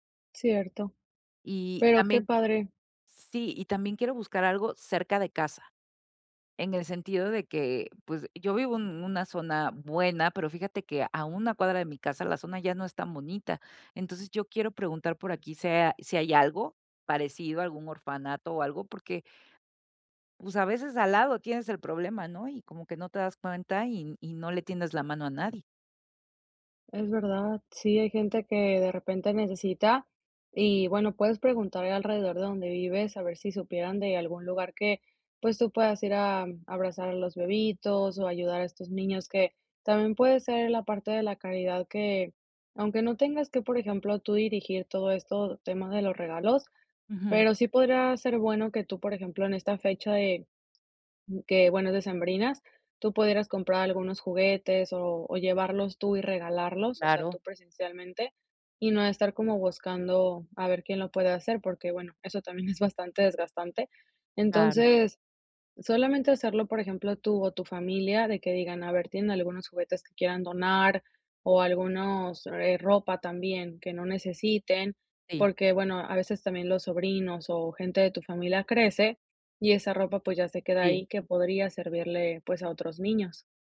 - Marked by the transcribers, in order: giggle
- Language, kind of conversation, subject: Spanish, advice, ¿Cómo puedo encontrar un propósito fuera del trabajo?